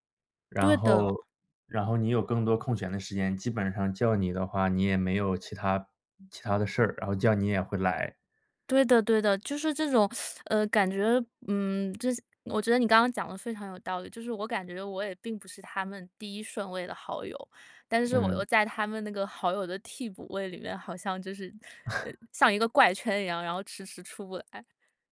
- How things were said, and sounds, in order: tapping; other background noise; teeth sucking; chuckle; laughing while speaking: "来"
- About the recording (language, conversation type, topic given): Chinese, advice, 被强迫参加朋友聚会让我很疲惫